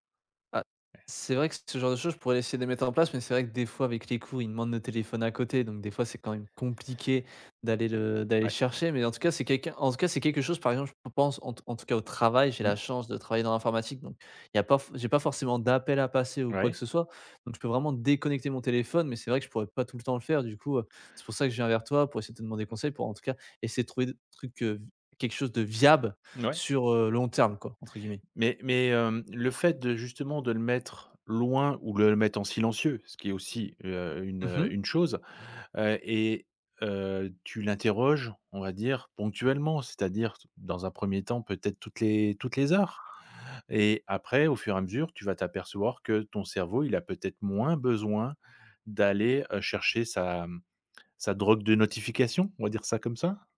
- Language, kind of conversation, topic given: French, advice, Comment les notifications constantes nuisent-elles à ma concentration ?
- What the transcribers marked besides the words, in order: stressed: "viable"; other background noise